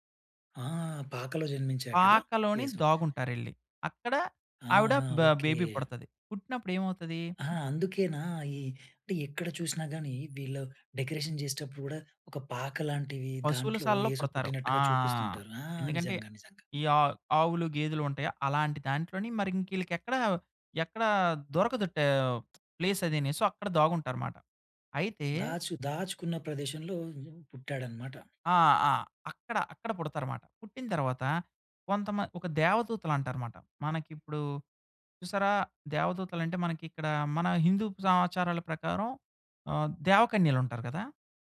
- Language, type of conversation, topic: Telugu, podcast, పండుగల సమయంలో ఇంటి ఏర్పాట్లు మీరు ఎలా ప్రణాళిక చేసుకుంటారు?
- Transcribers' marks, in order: in English: "బేబీ"; in English: "డెకరేషన్"; tapping; in English: "ప్లేస్"; in English: "సొ"